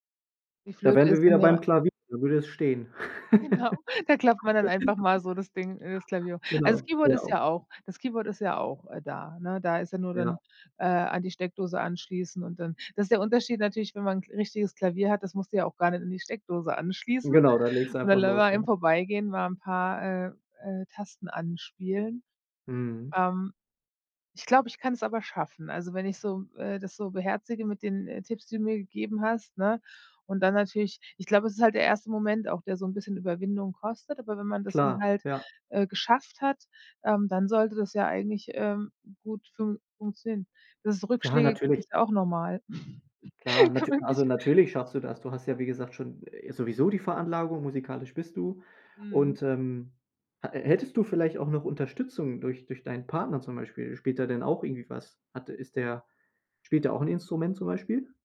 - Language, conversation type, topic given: German, advice, Wie finde ich die Motivation, eine Fähigkeit regelmäßig zu üben?
- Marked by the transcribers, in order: laughing while speaking: "Genau"; laugh; unintelligible speech; laugh